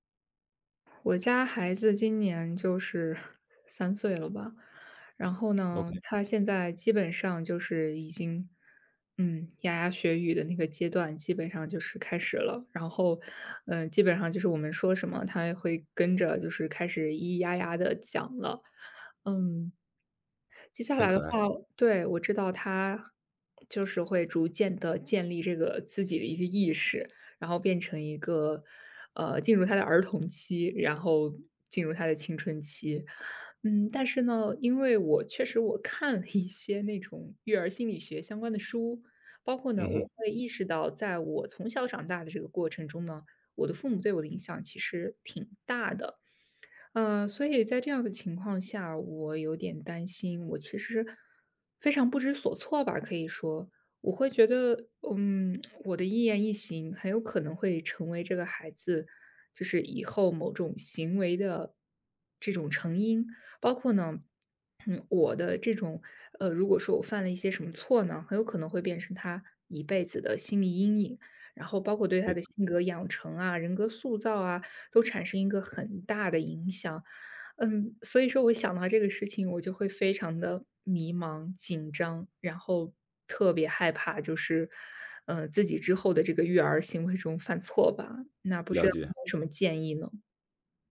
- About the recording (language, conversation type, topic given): Chinese, advice, 在养育孩子的过程中，我总担心自己会犯错，最终成为不合格的父母，该怎么办？
- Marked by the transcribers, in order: chuckle; other background noise; laughing while speaking: "一些"; lip smack; throat clearing; tapping